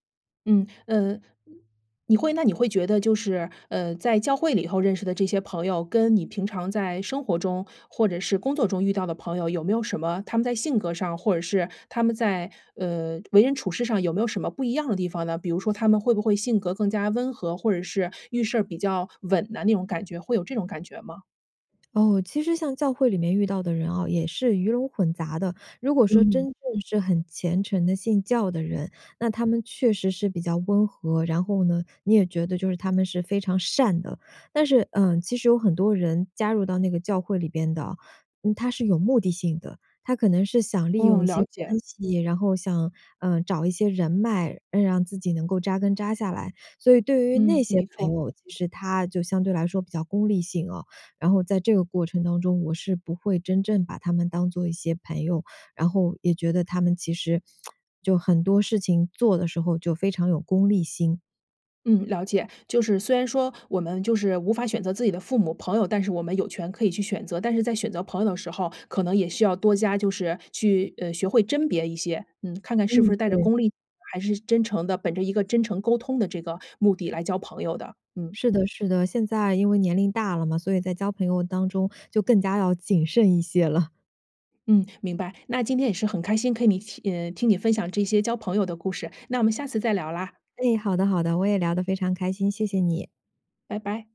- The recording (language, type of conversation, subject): Chinese, podcast, 换到新城市后，你如何重新结交朋友？
- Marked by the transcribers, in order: other noise; other background noise; stressed: "善"; lip smack; laughing while speaking: "谨慎一些了"; "跟" said as "科"; anticipating: "那我们下次再聊啦"